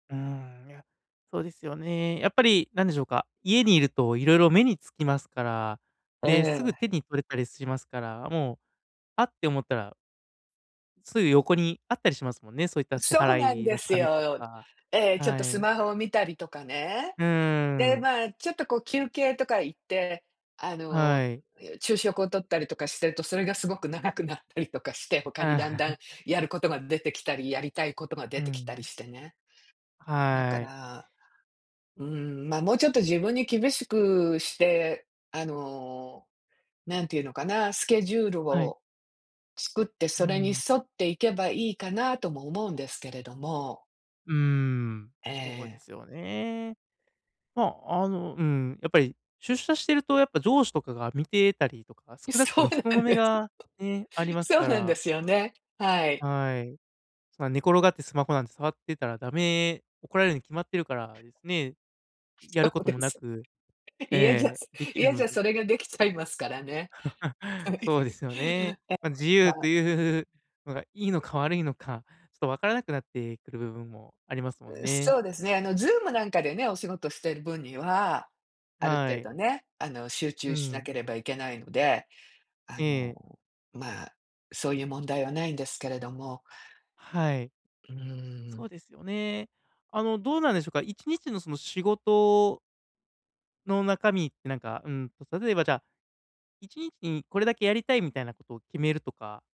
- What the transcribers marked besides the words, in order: laughing while speaking: "長くなったり"; laugh; laughing while speaking: "そうなんです"; laughing while speaking: "そうです。家じゃ"; laugh; laughing while speaking: "はい"; laugh; unintelligible speech
- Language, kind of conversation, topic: Japanese, advice, 毎日の中で、どうすれば「今」に集中する習慣を身につけられますか？